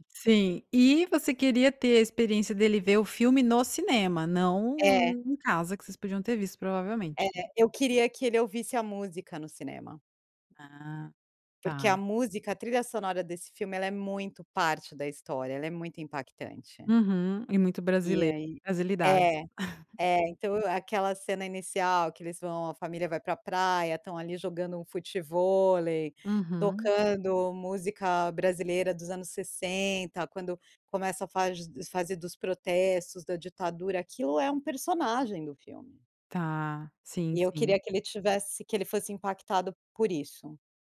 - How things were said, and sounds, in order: other background noise; chuckle
- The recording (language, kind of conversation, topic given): Portuguese, podcast, Como era ir ao cinema quando você era criança?